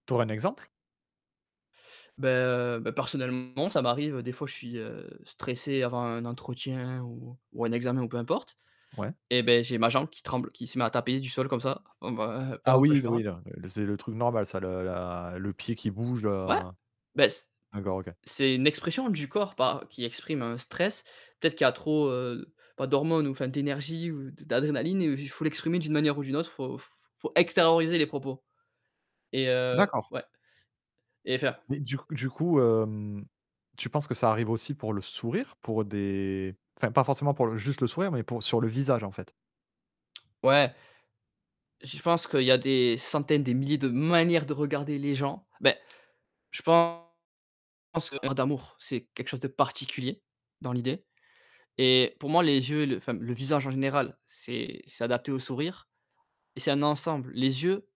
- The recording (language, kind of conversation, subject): French, podcast, Comment distinguer un vrai sourire d’un sourire forcé ?
- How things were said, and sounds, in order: distorted speech; static; other background noise; tapping; stressed: "manières"